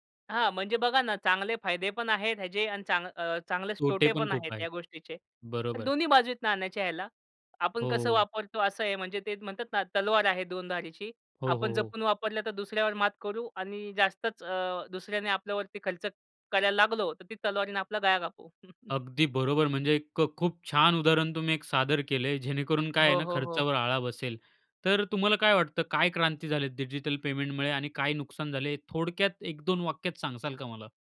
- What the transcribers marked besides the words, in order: other background noise; chuckle
- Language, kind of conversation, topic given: Marathi, podcast, डिजिटल पेमेंटमुळे तुमच्या खर्चाच्या सवयींमध्ये कोणते बदल झाले?